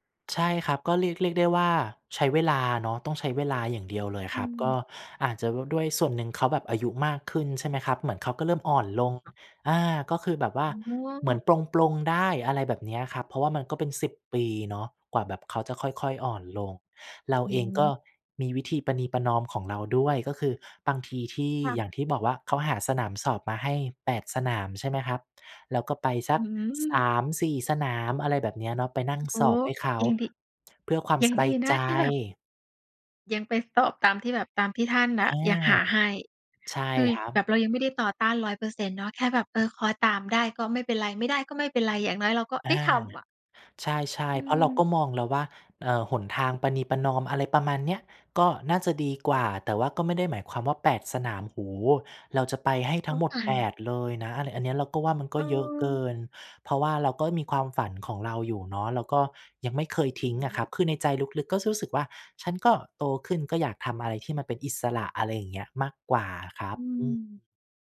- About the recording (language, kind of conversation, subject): Thai, podcast, ถ้าคนอื่นไม่เห็นด้วย คุณยังทำตามความฝันไหม?
- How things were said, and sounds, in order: tapping; unintelligible speech